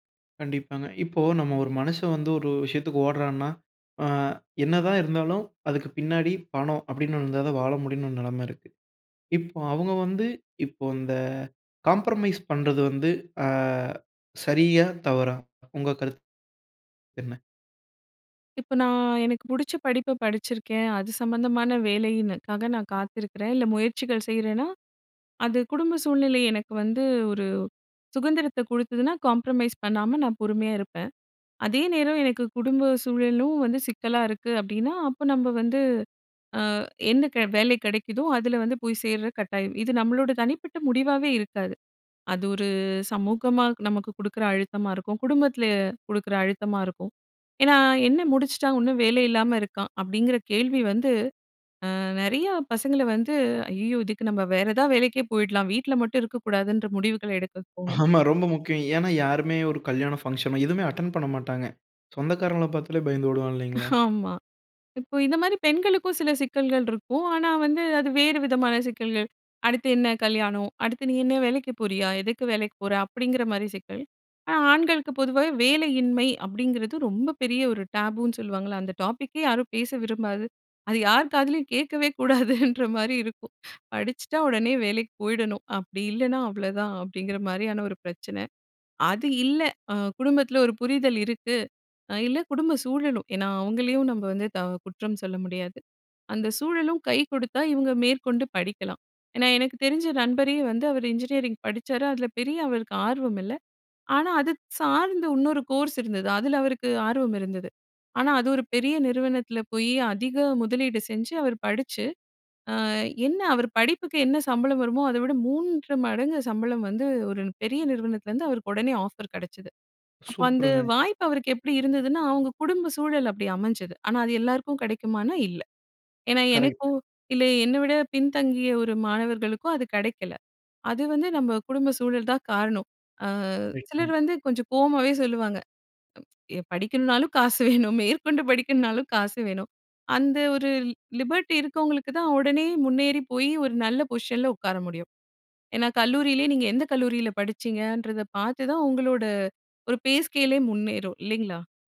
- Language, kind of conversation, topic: Tamil, podcast, இளைஞர்கள் வேலை தேர்வு செய்யும் போது தங்களின் மதிப்புகளுக்கு ஏற்றதா என்பதை எப்படி தீர்மானிக்க வேண்டும்?
- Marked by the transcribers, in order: other background noise; in English: "காம்ப்ரமைஸ்"; "வேலைக்காக" said as "வேலைனுக்காக"; "சுதந்திரத்தை" said as "சுகந்திரத்தை"; in English: "காம்ப்ரமைஸ்"; "இன்னும்" said as "உன்னும்"; laughing while speaking: "ஆமா"; laughing while speaking: "ஆமா"; in English: "டேபுன்னு"; "விரும்பாத" said as "விரும்பாது"; laughing while speaking: "அது யார் காதிலேயும் கேட்கவே கூடாதுன்ற மாரி இருக்கும்"; "இன்னொரு" said as "உன்னொரு"; in English: "கோர்ஸ்"; laughing while speaking: "படிக்கணுனாலும் காசு வேணும். மேற்கொண்டு படிக்கணுனாலும் காசு வேணும்"; in English: "லிபர்ட்டி"; in English: "பேஸ்கேலே"